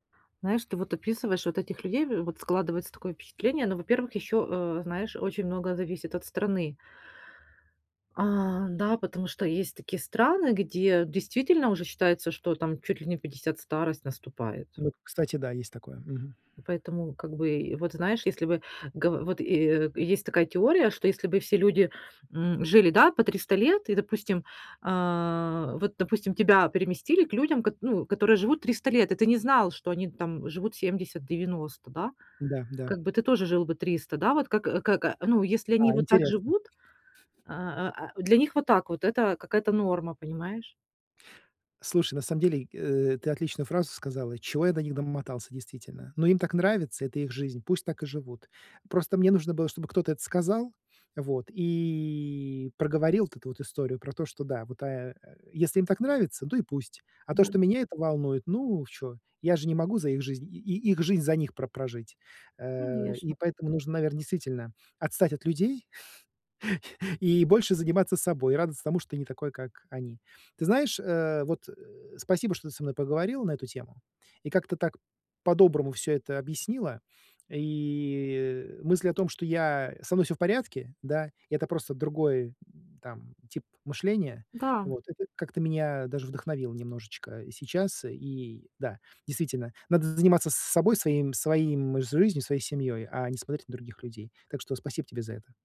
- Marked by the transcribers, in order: other background noise; inhale
- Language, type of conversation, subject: Russian, advice, Как перестать сравнивать себя с общественными стандартами?